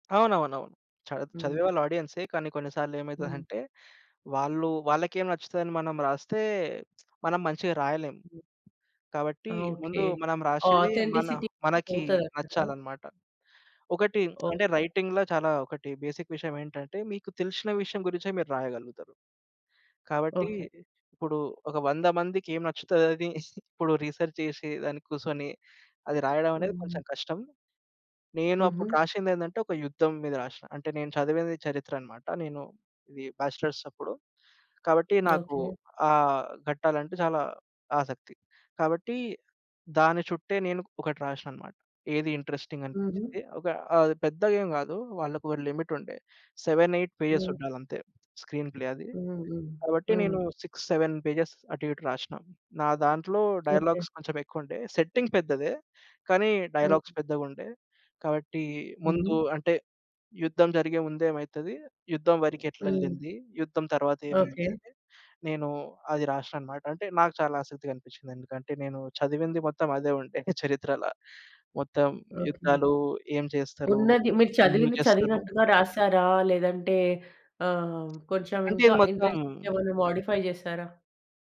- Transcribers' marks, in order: lip smack; other background noise; in English: "అథెంటిసిటీ"; in English: "రైటింగ్‌ల"; in English: "బేసిక్"; in English: "రిసర్చ్"; in English: "బ్యాచలర్స్"; tapping; in English: "ఇంట్రెస్టింగ్"; in English: "లిమిట్"; in English: "సెవెన్ ఎయిట్ పేజెస్"; in English: "స్క్రీన్ ప్లే"; in English: "సిక్స్ సెవెన్ పేజెస్"; in English: "డైలాగ్స్"; in English: "సెట్టింగ్"; in English: "డైలాగ్స్"; in English: "మోడిఫై"
- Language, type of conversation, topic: Telugu, podcast, కొత్త నైపుణ్యాన్ని నేర్చుకోవాలనుకుంటే మీరు ఎలా ప్రారంభిస్తారు?